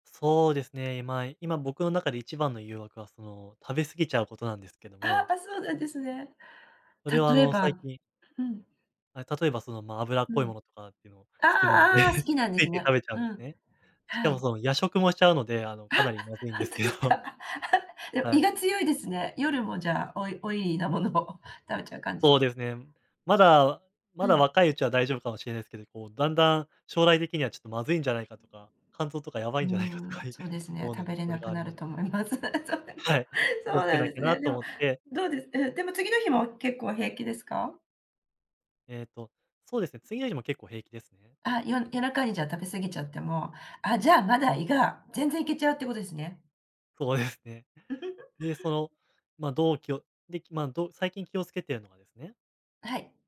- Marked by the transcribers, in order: chuckle; chuckle; laughing while speaking: "ほんとですか"; chuckle; other background noise; laughing while speaking: "やばいんじゃないかとか"; laughing while speaking: "思います。そうなんだ"; laughing while speaking: "そうですね"; chuckle
- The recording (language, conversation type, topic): Japanese, podcast, 目先の快楽に負けそうなとき、我慢するコツはありますか？